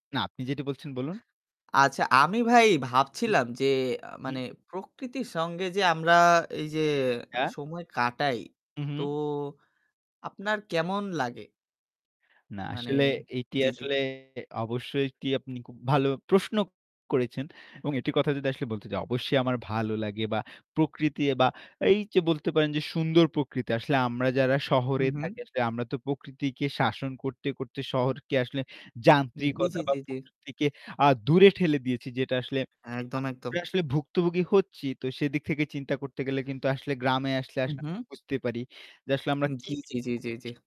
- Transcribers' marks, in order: static; other background noise; distorted speech; other street noise
- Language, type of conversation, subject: Bengali, unstructured, প্রকৃতির মাঝে সময় কাটালে আপনার কেমন লাগে?